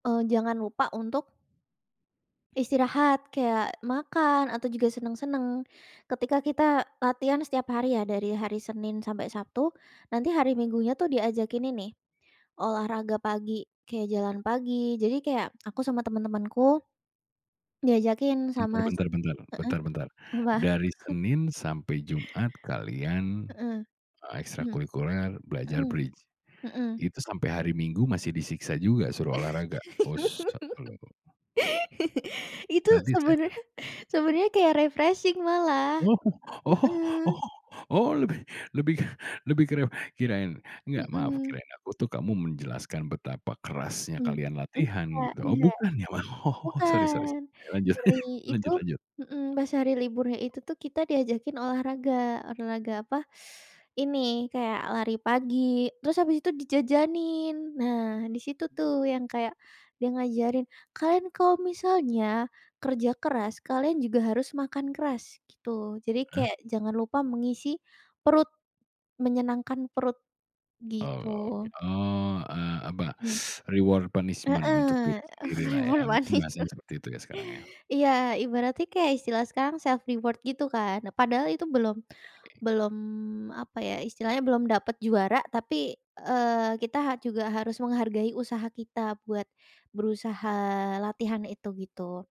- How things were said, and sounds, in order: chuckle; laugh; laughing while speaking: "sebenernya"; unintelligible speech; tapping; in English: "refreshing"; laughing while speaking: "Oh oh oh oh, lebih lebih lebih ke riuh"; laughing while speaking: "oh"; chuckle; teeth sucking; other background noise; teeth sucking; in English: "reward punishment"; laughing while speaking: "eh, keburu panik tuh"; in English: "self reward"
- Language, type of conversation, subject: Indonesian, podcast, Siapa guru atau orang yang paling menginspirasi cara belajarmu, dan mengapa?